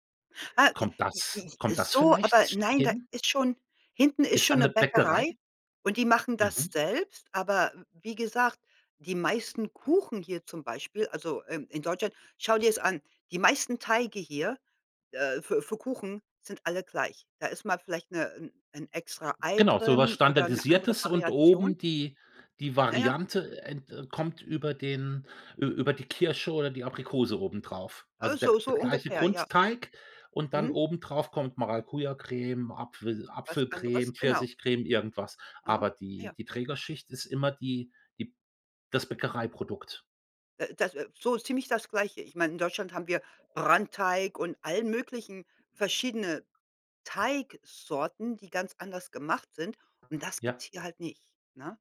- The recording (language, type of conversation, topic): German, podcast, Welche Rolle spielt Brot in deiner Kultur?
- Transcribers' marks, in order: other background noise; stressed: "Teigsorten"